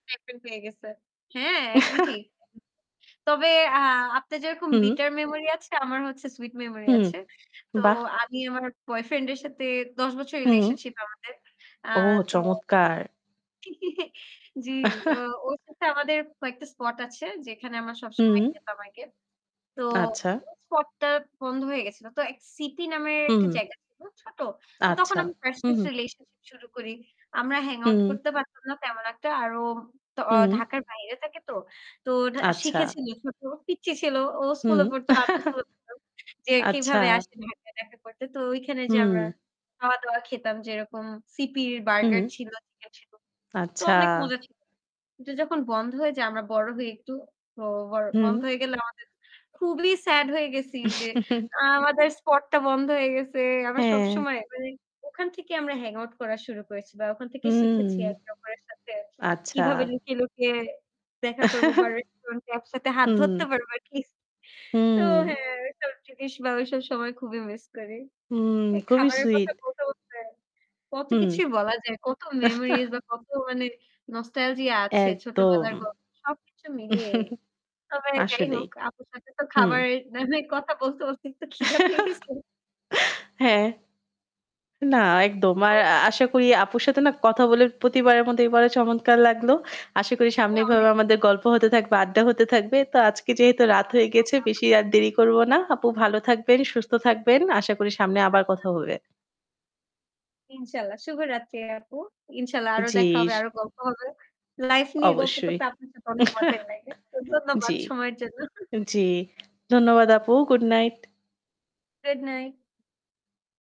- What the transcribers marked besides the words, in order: static; laugh; other background noise; in English: "bitter memory"; in English: "sweet memory"; giggle; chuckle; distorted speech; in English: "hang out"; chuckle; unintelligible speech; chuckle; in English: "hang out"; chuckle; laughing while speaking: "হাত ধরতে পারবো কিস"; chuckle; in English: "nostalgia"; chuckle; laughing while speaking: "না হয় কথা বলতে, বলতে একটু ক্ষিধা পেয়েছে"; laugh; unintelligible speech; unintelligible speech; "জ্বি" said as "জিশ"; chuckle; laughing while speaking: "মজাই লাগে। তো ধন্যবাদ সময়ের জন্য"; "গুড" said as "ফ্রেড"
- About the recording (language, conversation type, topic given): Bengali, unstructured, তোমার কি খাবার নিয়ে কোনো বিশেষ স্মৃতি মনে আছে?